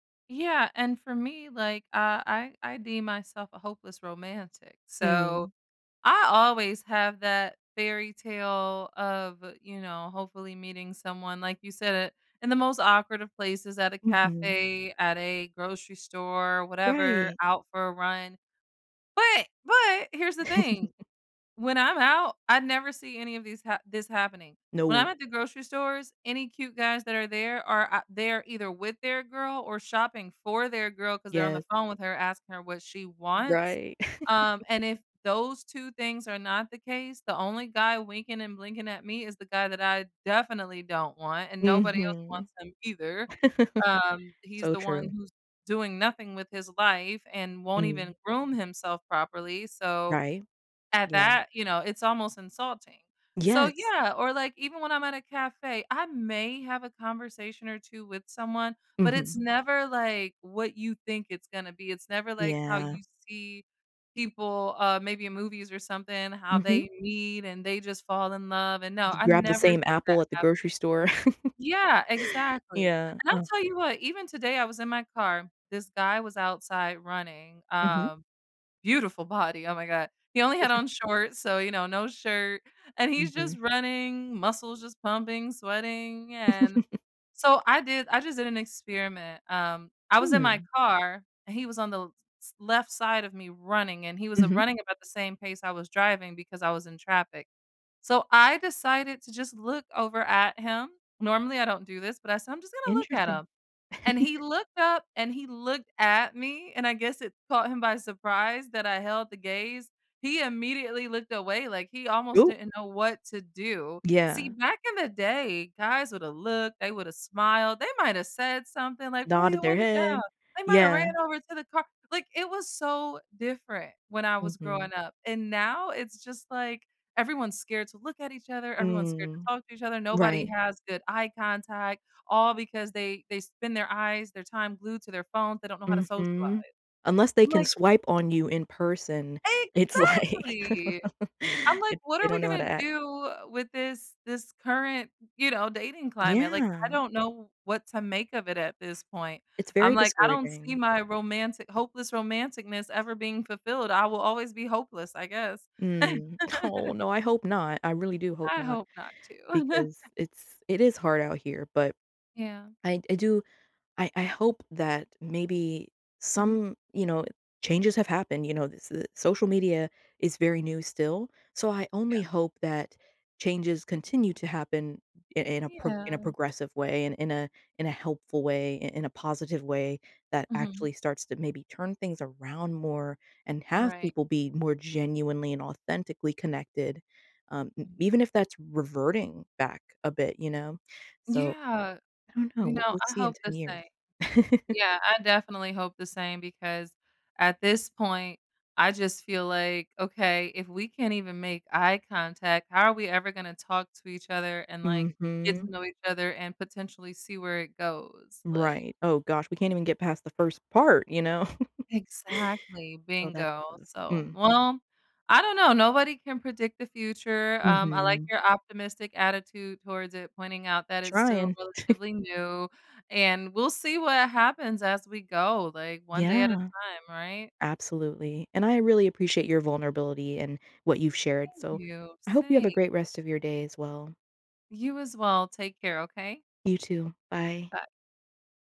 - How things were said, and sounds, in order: giggle; other background noise; laugh; laugh; laugh; stressed: "beautiful"; laugh; giggle; chuckle; tapping; stressed: "Exactly"; laughing while speaking: "it's like"; chuckle; laughing while speaking: "Aw"; laugh; chuckle; laugh; laugh; chuckle
- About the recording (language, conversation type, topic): English, unstructured, How can I tell if a relationship helps or holds me back?